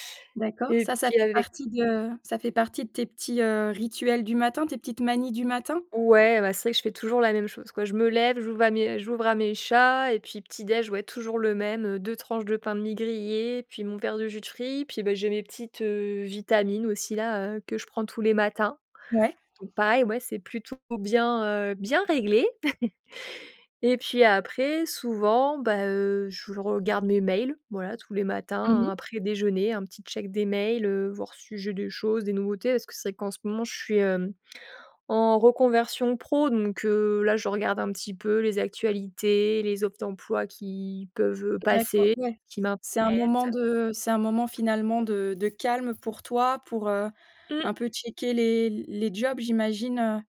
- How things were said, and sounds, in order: other background noise; laugh; tapping; in English: "checker"
- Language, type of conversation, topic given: French, podcast, Quelle est ta routine du matin, et comment ça se passe chez toi ?